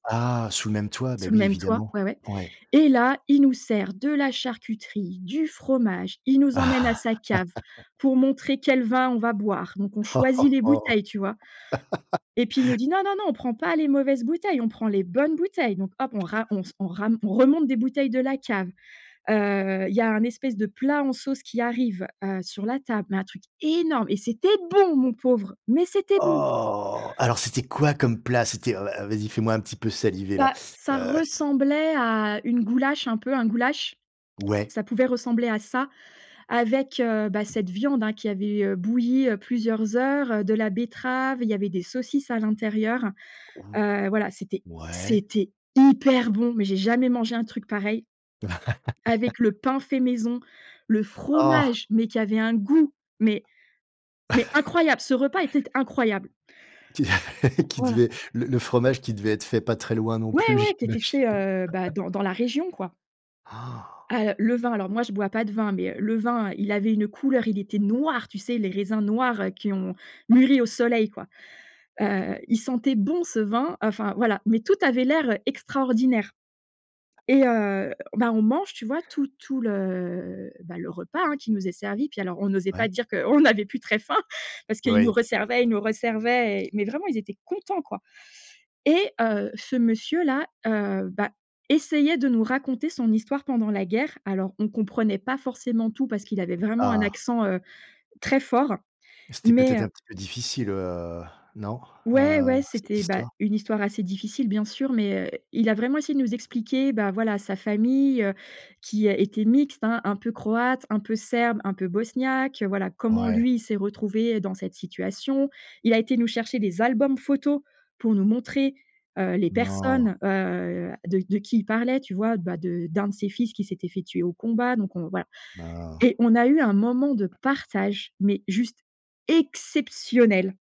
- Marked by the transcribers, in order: chuckle; laugh; laugh; tapping; laugh; chuckle; other noise; stressed: "énorme"; joyful: "Et c'était bon, mon pauvre, mais c'était bon !"; stressed: "bon"; stressed: "Oh"; teeth sucking; stressed: "hyper bon"; laugh; joyful: "le fromage, mais qui avait … repas était incroyable !"; stressed: "Oh"; stressed: "goût"; stressed: "incroyable"; chuckle; laughing while speaking: "Qu"; laughing while speaking: "j'imagine"; laugh; surprised: "Han !"; stressed: "noir"; other background noise; laughing while speaking: "qu'on n'avait plus très faim"; stressed: "fort"; sad: "B oh !"; stressed: "exceptionnel"
- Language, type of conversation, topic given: French, podcast, Peux-tu raconter une expérience d’hospitalité inattendue ?